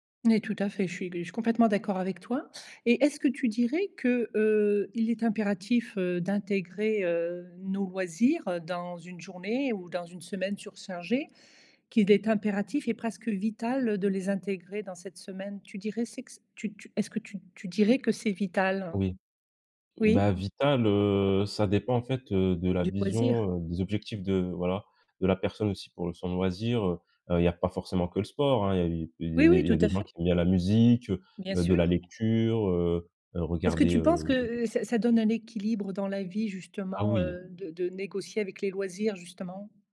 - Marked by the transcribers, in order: other background noise; tapping
- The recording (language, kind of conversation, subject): French, podcast, Comment intègres-tu des loisirs dans une semaine surchargée ?